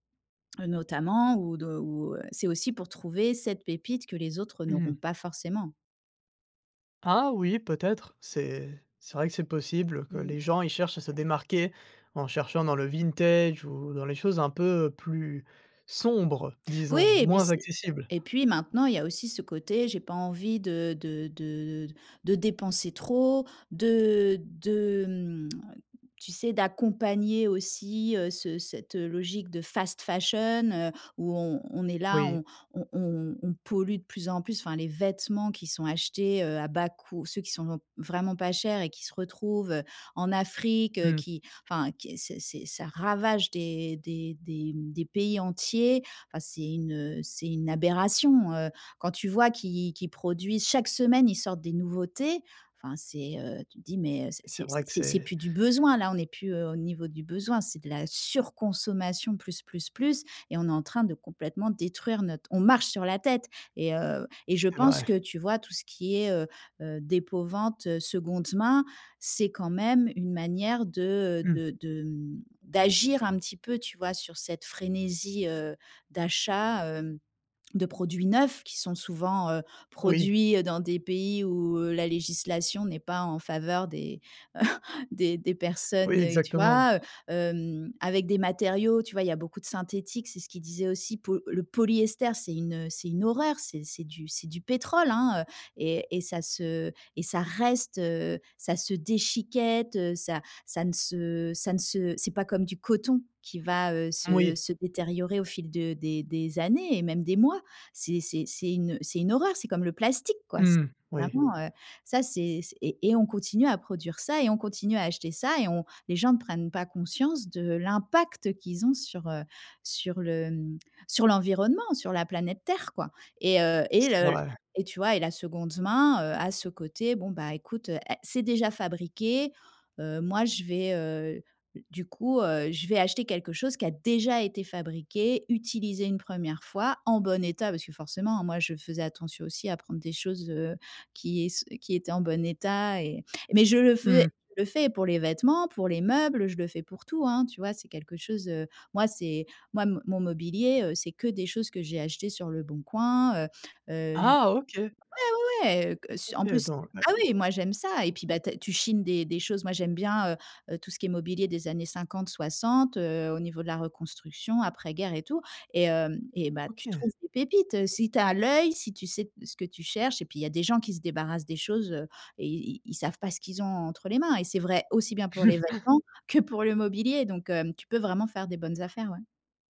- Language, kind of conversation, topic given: French, podcast, Quelle est ta relation avec la seconde main ?
- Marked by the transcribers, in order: stressed: "sombres"; other background noise; tapping; stressed: "marche"; chuckle; stressed: "déjà"; unintelligible speech; snort